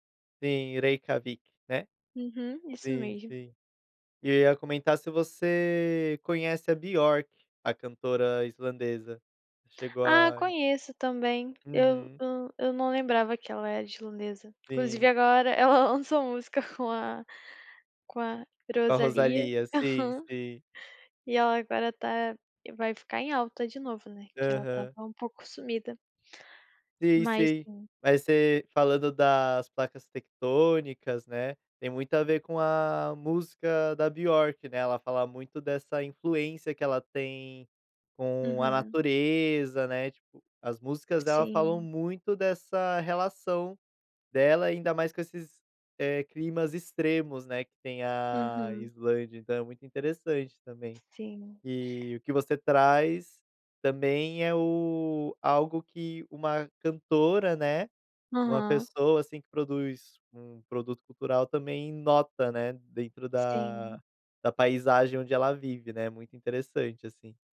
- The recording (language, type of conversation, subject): Portuguese, podcast, Me conta sobre uma viagem que mudou a sua vida?
- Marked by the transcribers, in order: tapping; chuckle